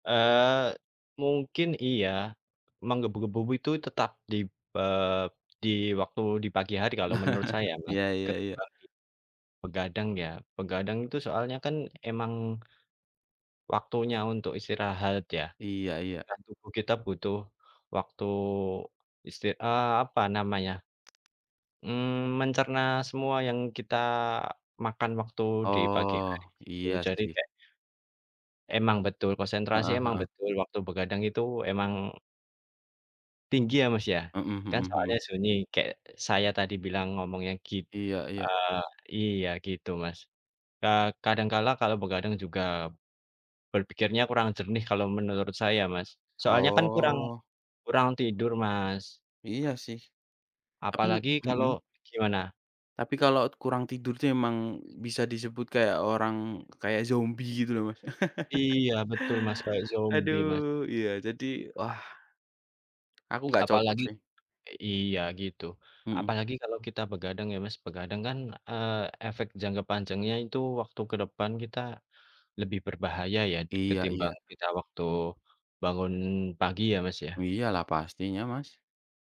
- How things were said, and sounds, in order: chuckle; tapping; other background noise; laugh
- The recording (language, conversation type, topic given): Indonesian, unstructured, Antara bangun pagi dan begadang, mana yang lebih cocok untukmu?